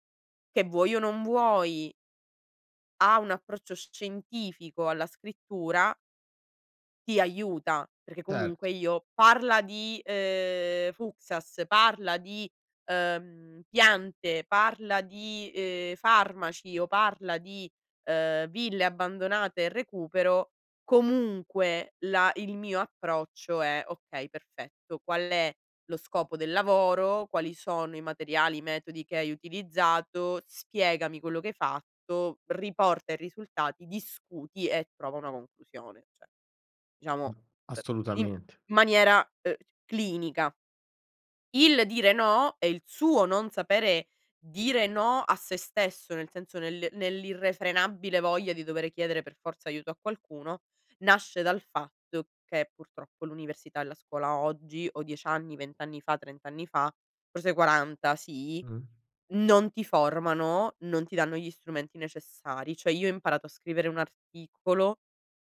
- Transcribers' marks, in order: "Cioè" said as "ceh"; other background noise; "Cioè" said as "ceh"
- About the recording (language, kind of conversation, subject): Italian, podcast, In che modo impari a dire no senza sensi di colpa?